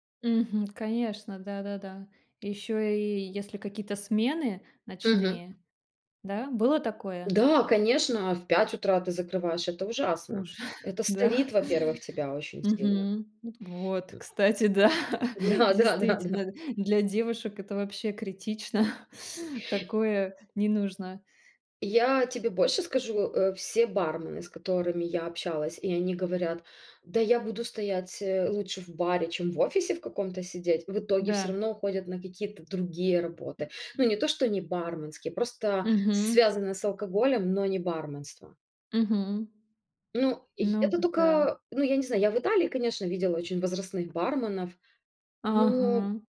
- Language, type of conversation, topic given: Russian, podcast, Как вы пришли к своей профессии?
- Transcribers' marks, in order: tapping; other background noise; laughing while speaking: "Уже, да"; other noise; laughing while speaking: "Да, да, да, да"; laughing while speaking: "да"; laughing while speaking: "критично"